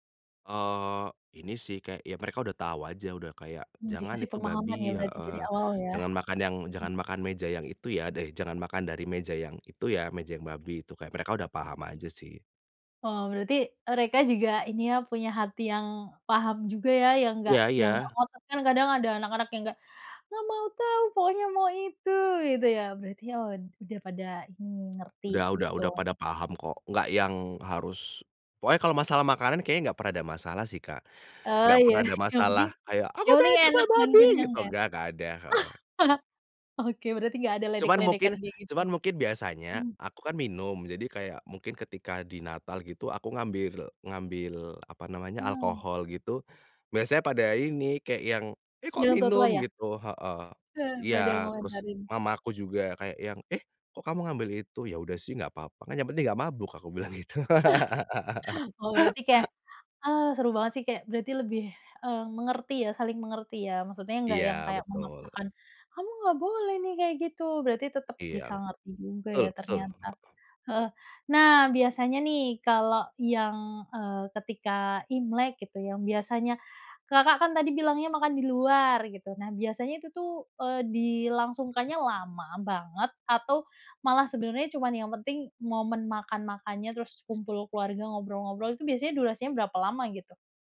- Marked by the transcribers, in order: tapping; put-on voice: "nggak mau tahu, pokoknya mau itu!"; other background noise; laughing while speaking: "Oh ya"; put-on voice: "Aku pengen coba babi!"; laugh; put-on voice: "Eh, kok minum?"; chuckle; laughing while speaking: "gitu"; laugh; put-on voice: "Kamu nggak boleh nih, kayak gitu!"
- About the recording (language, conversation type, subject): Indonesian, podcast, Bagaimana kamu merayakan dua tradisi yang berbeda dalam satu keluarga?